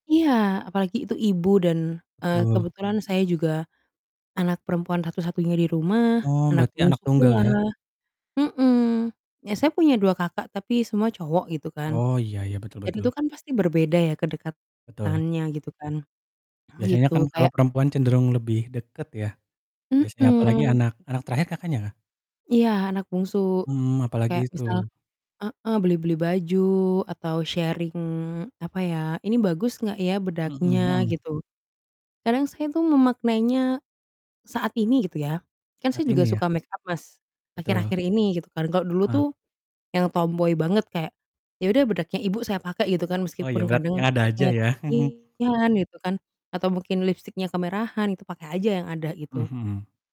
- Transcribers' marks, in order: distorted speech; in English: "sharing"; in English: "shade-nya"; chuckle
- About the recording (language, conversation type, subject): Indonesian, unstructured, Apa hal yang paling sulit kamu hadapi setelah kehilangan seseorang?